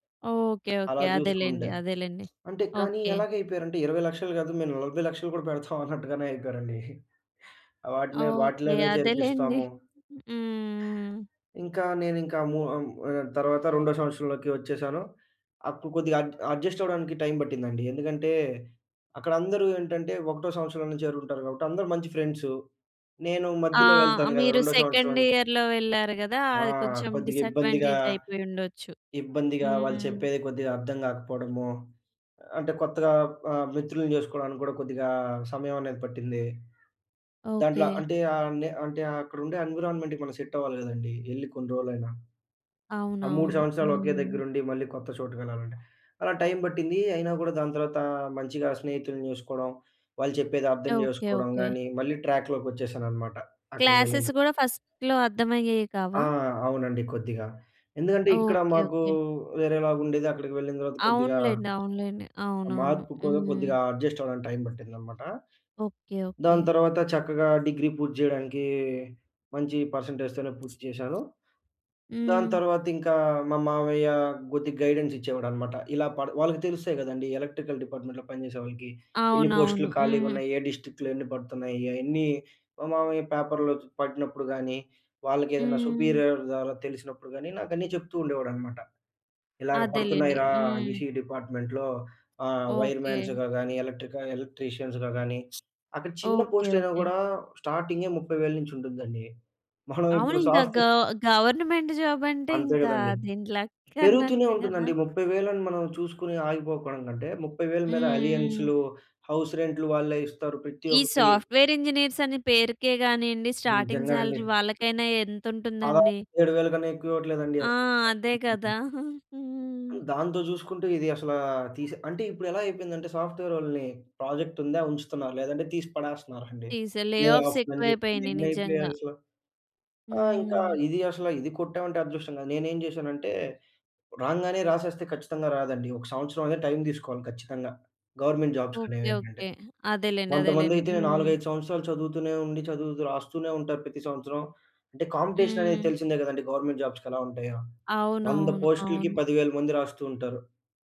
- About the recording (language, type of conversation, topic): Telugu, podcast, మీరు తీసుకున్న ఒక నిర్ణయం మీ జీవితాన్ని ఎలా మలచిందో చెప్పగలరా?
- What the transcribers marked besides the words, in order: tapping; laughing while speaking: "పెడతాం అన్నట్టుగానే అయిపోయారండి"; in English: "అడ్ అడ్జస్ట్"; in English: "సెకండ్ ఇయర్‌లో"; in English: "డిసాడ్వాంటేజ్"; in English: "ఎన్విరాన్మెంట్‌కి"; in English: "సెట్"; in English: "టైమ్"; in English: "ట్రాక్‌లోకొచ్చేశానన్నమాట"; in English: "క్లాసెస్"; other background noise; in English: "ఫస్ట్‌లో"; in English: "అడ్జస్ట్"; in English: "టైమ్"; in English: "పర్సెంటేజ్‌తోనే"; in English: "గైడెన్స్"; in English: "ఎలక్ట్రికల్ డిపార్ట్మెంట్‌లో"; in English: "డిస్ట్రిక్ట్‌లో"; in English: "సుపీరియర్"; in English: "ఈసీఈ డిపార్ట్మెంట్‌లో"; in English: "వైర్ మాన్స్‌గా"; in English: "ఎలక్ట్రికల్ ఎలక్ట్రీషియన్స్‌గా"; in English: "పోస్ట్"; in English: "సాఫ్ట్‌వేర్"; in English: "గ గవర్నమెంట్ జాబ్"; in English: "లక్"; in English: "సాఫ్ట్‌వేర్ ఇంజినీర్స్"; in English: "స్టార్టింగ్ సాలరీ"; in English: "సాఫ్ట్‌వేర్ ఫీల్డ్‌లో"; giggle; in English: "సాఫ్ట్‌వేర్"; in English: "ప్రాజెక్ట్"; in English: "లే ఆఫ్స్"; in English: "లే ఆఫ్స్"; in English: "టైమ్"; in English: "గవర్నమెంట్ జాబ్స్‌కనే"; in English: "కాంపిటీషన్"; in English: "గవర్నమెంట్ జాబ్స్‌కి"